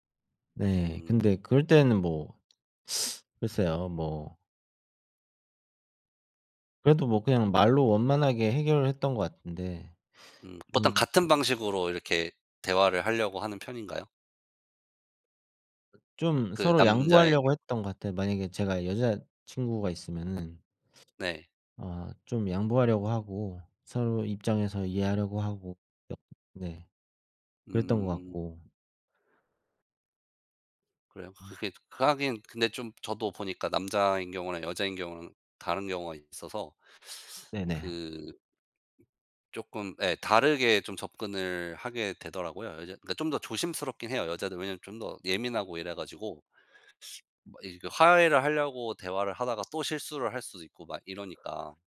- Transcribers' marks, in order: other background noise; teeth sucking
- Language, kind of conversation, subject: Korean, unstructured, 친구와 갈등이 생겼을 때 어떻게 해결하나요?